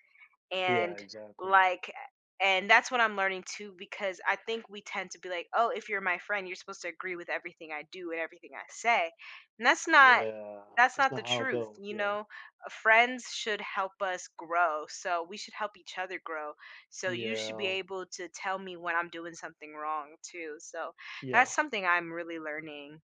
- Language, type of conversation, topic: English, unstructured, What helps you keep going when life gets tough?
- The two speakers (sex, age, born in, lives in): female, 30-34, United States, United States; male, 20-24, United States, United States
- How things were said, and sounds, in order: other background noise